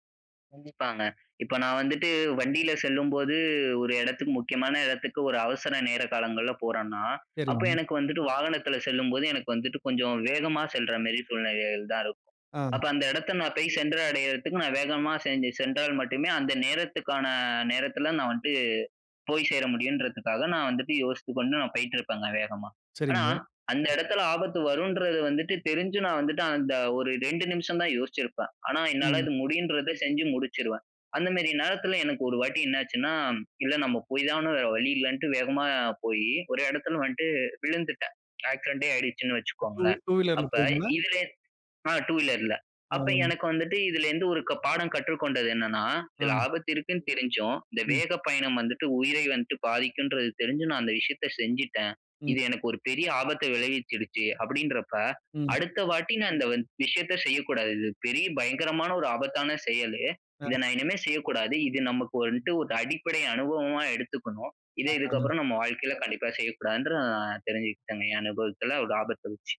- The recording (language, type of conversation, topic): Tamil, podcast, ஆபத்தை எவ்வளவு ஏற்க வேண்டும் என்று நீங்கள் எப்படி தீர்மானிப்பீர்கள்?
- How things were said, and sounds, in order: other noise; other background noise; "செய்யக்கூடாதுன்னு" said as "செய்யக்கூடாதுன்று"